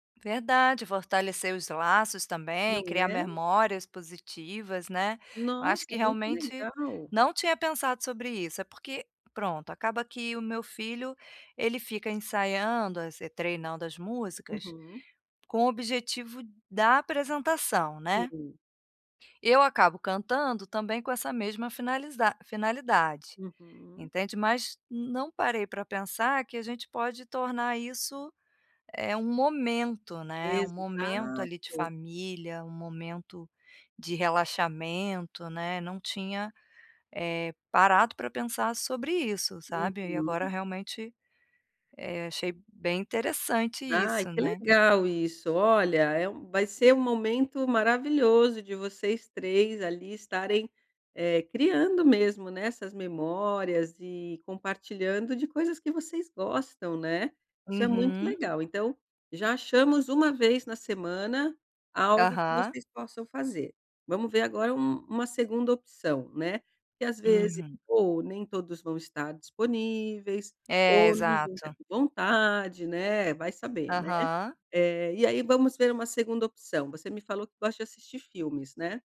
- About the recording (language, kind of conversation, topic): Portuguese, advice, Como posso criar uma rotina de lazer em casa que eu consiga manter de forma consistente?
- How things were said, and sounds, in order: none